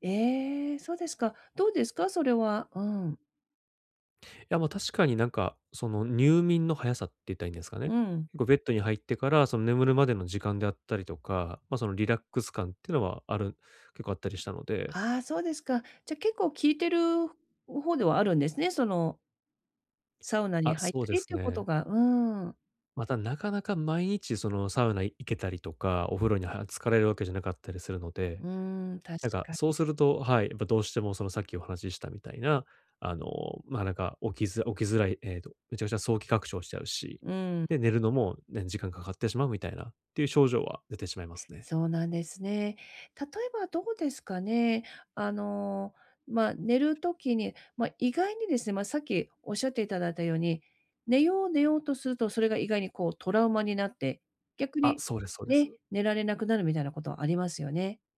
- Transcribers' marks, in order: tapping; other background noise
- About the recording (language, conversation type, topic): Japanese, advice, 寝つきが悪いとき、効果的な就寝前のルーティンを作るにはどうすればよいですか？